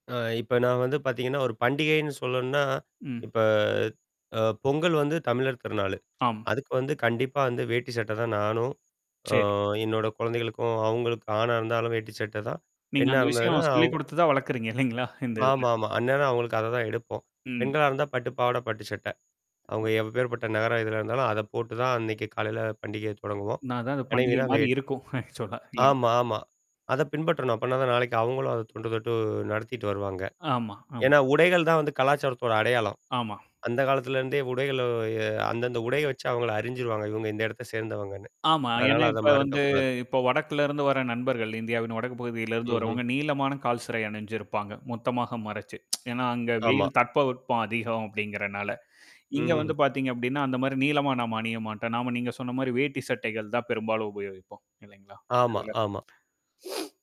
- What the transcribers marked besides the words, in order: mechanical hum; tapping; drawn out: "ஆ"; laughing while speaking: "இந்த இதுல"; static; unintelligible speech; laughing while speaking: "நான் தான் அந்த பண்டிகை மாரி இருக்கும். அக்சுவலா இல்லைங்களா"; in English: "அக்சுவலா"; tsk; "மாட்டோம்" said as "மாட்டேன்"; sniff
- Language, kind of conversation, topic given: Tamil, podcast, சமூக நிகழ்ச்சிக்கான உடையை நீங்கள் எப்படி தேர்வு செய்வீர்கள்?